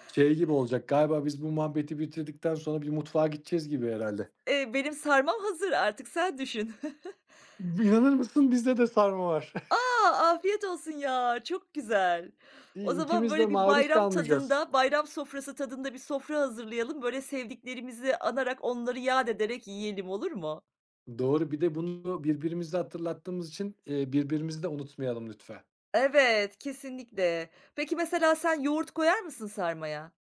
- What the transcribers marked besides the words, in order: other background noise; chuckle; chuckle
- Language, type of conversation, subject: Turkish, unstructured, Bayramlarda en sevdiğiniz yemek hangisi?